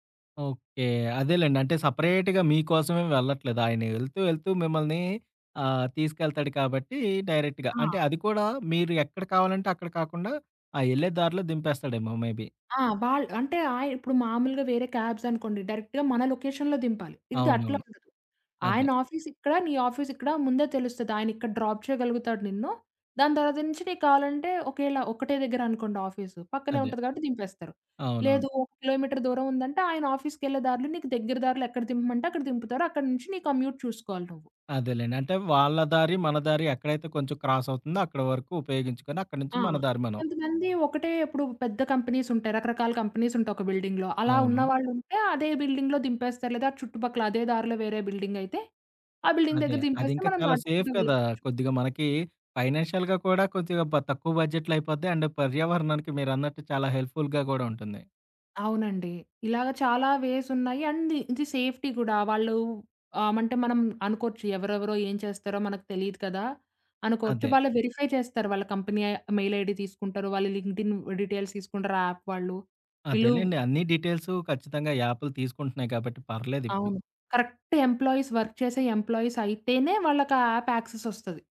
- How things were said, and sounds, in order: in English: "సెపరేట్‌గా"; in English: "డైరెక్ట్‌గా"; in English: "మే బీ"; in English: "క్యాబ్స్"; in English: "డైరెక్ట్‌గా"; in English: "లొకేషన్‌లో"; in English: "డ్రాప్"; in English: "కమ్యూట్"; in English: "క్రాస్"; in English: "కంపెనీస్"; in English: "కంపెనీస్"; in English: "బిల్డింగ్‌లో"; in English: "బిల్డింగ్‌లో"; in English: "బిల్డింగ్"; in English: "బిల్డింగ్"; in English: "సేఫ్"; in English: "ఫైనాన్షియల్‌గా"; in English: "బడ్జెట్"; in English: "అండ్"; in English: "హెల్ప్‌ఫుల్‌గా"; in English: "వేస్"; in English: "అండ్"; in English: "సేఫ్టీ"; in English: "వెరిఫై"; in English: "కంపెనీ మెయిల్ ఐడీ"; in English: "లింక్డ్‌ఇన్ డీటెయిల్స్"; in English: "యాప్"; in English: "డీటెయిల్స్"; in English: "కరెక్ట్ ఎంప్లాయీస్ వర్క్"; in English: "ఎంప్లాయీస్"; in English: "యాప్ యాక్సెస్"
- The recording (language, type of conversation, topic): Telugu, podcast, పర్యావరణ రక్షణలో సాధారణ వ్యక్తి ఏమేం చేయాలి?